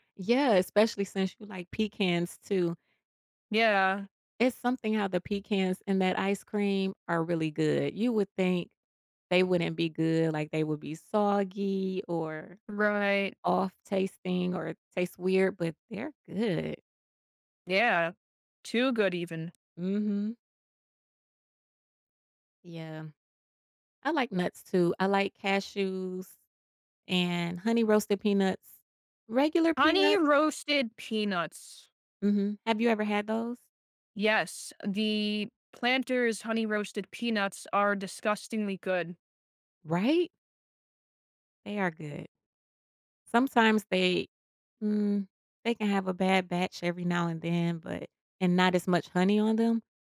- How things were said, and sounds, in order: none
- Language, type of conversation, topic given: English, unstructured, How do I balance tasty food and health, which small trade-offs matter?